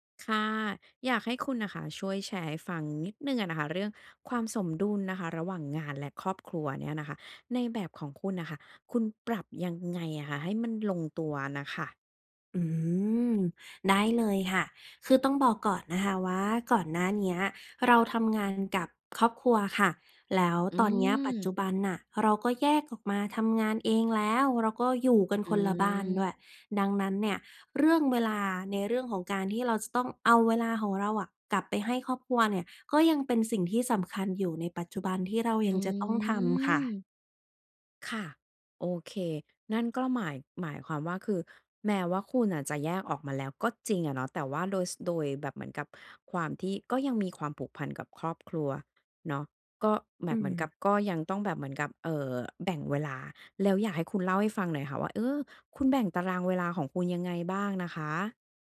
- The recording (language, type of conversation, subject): Thai, podcast, จะจัดสมดุลงานกับครอบครัวอย่างไรให้ลงตัว?
- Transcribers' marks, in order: drawn out: "อืม"